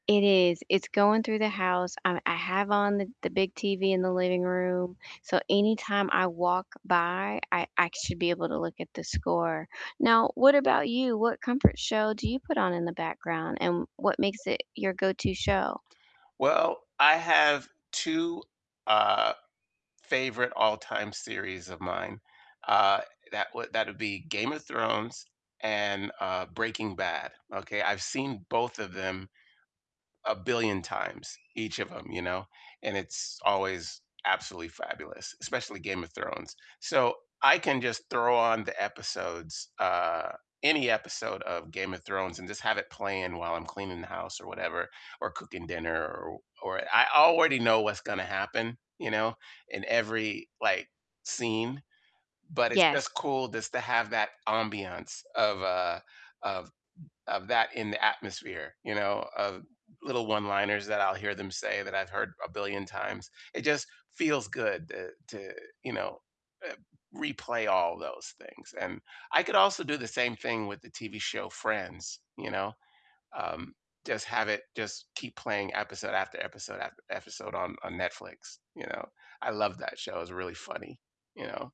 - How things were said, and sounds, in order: other background noise
- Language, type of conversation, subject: English, unstructured, What comfort shows do you put on in the background, and why are they your cozy go-tos?
- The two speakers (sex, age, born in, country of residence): female, 50-54, United States, United States; male, 60-64, United States, United States